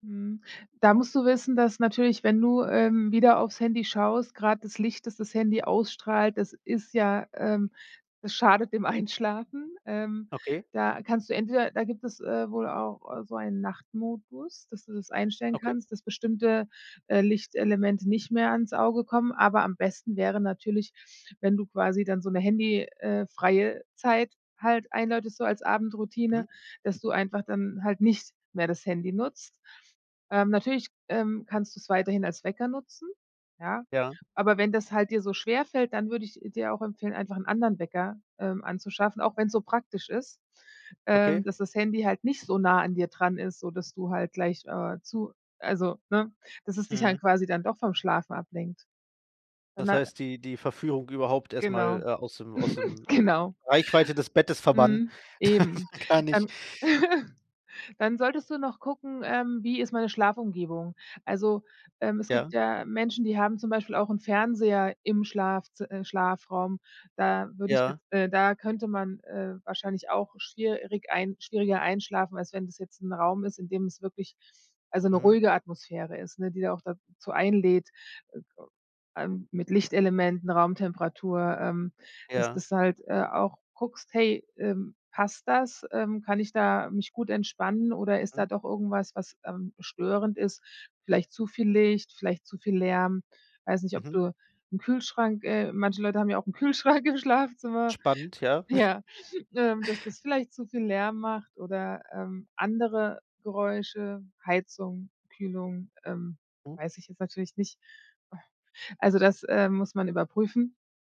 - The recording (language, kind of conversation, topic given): German, advice, Warum kann ich trotz Müdigkeit nicht einschlafen?
- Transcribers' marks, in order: laughing while speaking: "Einschlafen"; other background noise; tapping; unintelligible speech; chuckle; chuckle; laughing while speaking: "dann"; other noise; laughing while speaking: "Kühlschrank im Schlafzimmer"; chuckle; sigh